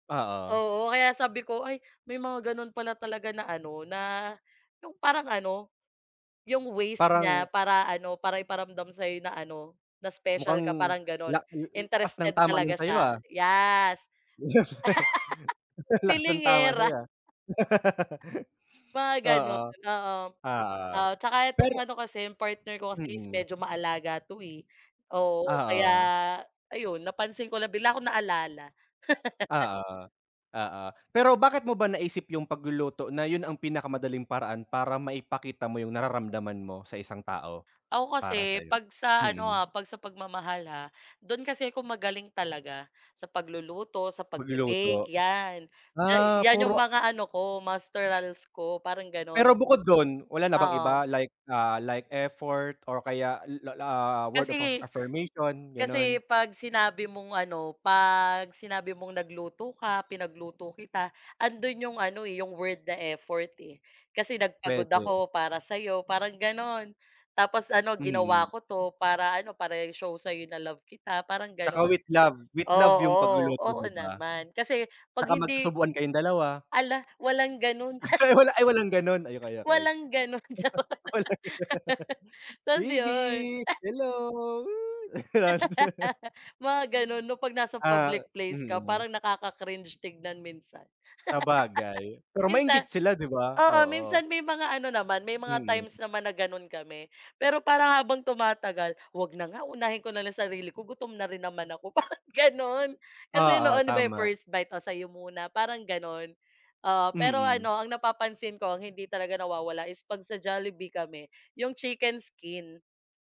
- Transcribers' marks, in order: chuckle; laugh; laugh; other background noise; tapping; chuckle; laugh; scoff; laughing while speaking: "Jo"; laugh; laughing while speaking: "Walang"; laugh; laughing while speaking: "gano'n"; laugh; laugh; laughing while speaking: "parang"
- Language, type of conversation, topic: Filipino, unstructured, Ano ang paborito mong paraan ng pagpapahayag ng damdamin?